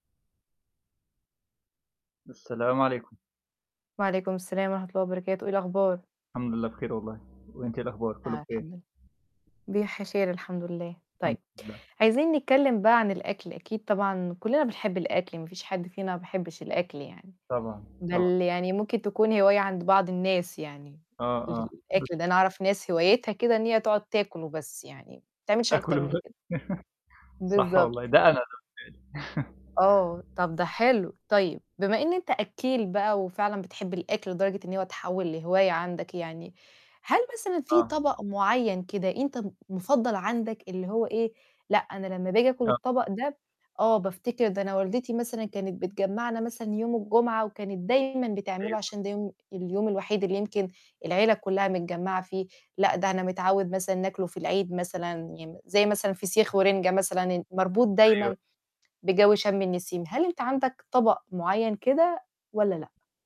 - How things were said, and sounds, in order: static; "خير" said as "شير"; distorted speech; mechanical hum; unintelligible speech; chuckle; chuckle
- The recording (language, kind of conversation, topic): Arabic, unstructured, إيه الذكريات اللي بتربطها بطبق معيّن؟